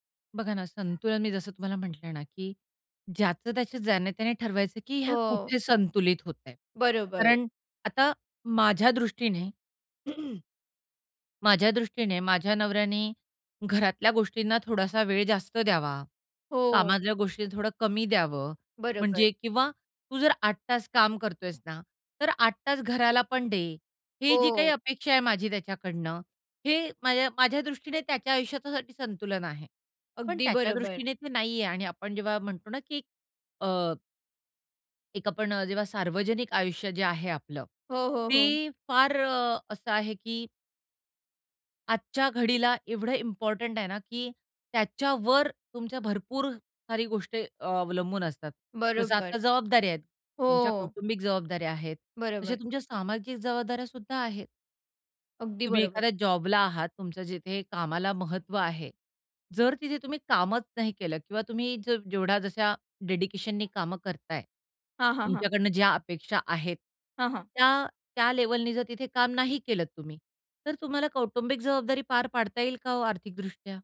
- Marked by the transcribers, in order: throat clearing; other noise; in English: "डेडिकेशननी"
- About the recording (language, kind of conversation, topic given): Marathi, podcast, त्यांची खाजगी मोकळीक आणि सार्वजनिक आयुष्य यांच्यात संतुलन कसं असावं?